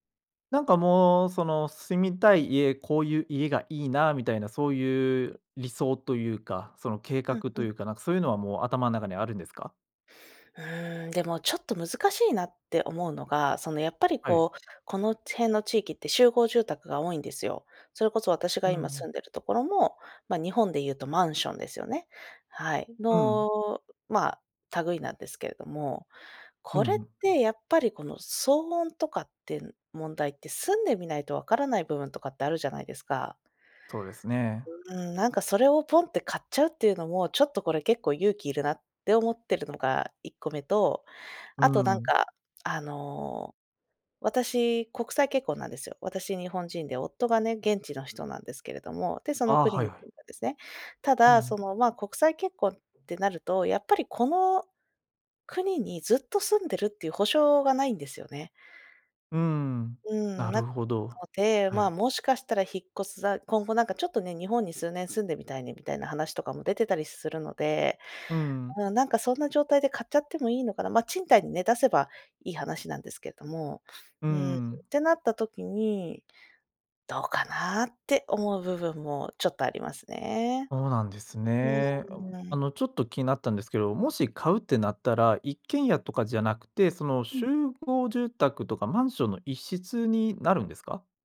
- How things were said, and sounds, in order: other background noise
- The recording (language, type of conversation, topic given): Japanese, advice, 住宅を買うべきか、賃貸を続けるべきか迷っていますが、どう判断すればいいですか?